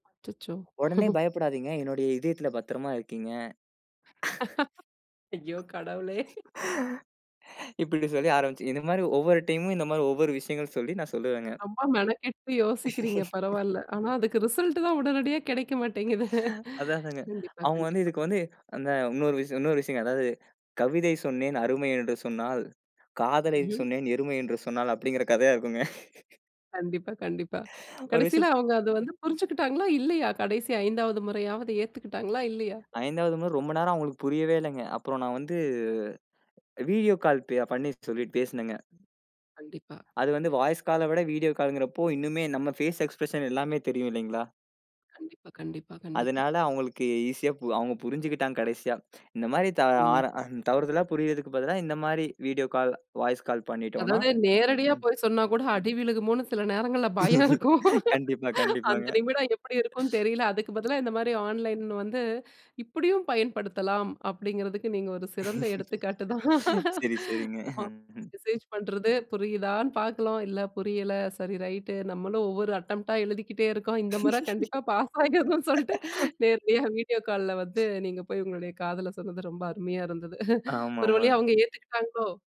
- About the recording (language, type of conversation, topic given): Tamil, podcast, ஆன்லைனில் தவறாகப் புரிந்துகொள்ளப்பட்டால் நீங்கள் என்ன செய்வீர்கள்?
- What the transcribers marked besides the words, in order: other background noise; chuckle; laugh; chuckle; tapping; laugh; laugh; laughing while speaking: "மாட்டேங்குது"; laugh; inhale; drawn out: "வந்து"; background speech; laughing while speaking: "பயம் இருக்கும். அந்த நிமிடம் எப்படி இருக்குன்னு"; laughing while speaking: "கண்டிப்பா, கண்டிப்பாங்க"; laughing while speaking: "சரி சரிங்க"; laugh; laugh; laughing while speaking: "பாஸ் ஆகிறணும்னு சொல்லிட்டு, நேரடியா"; chuckle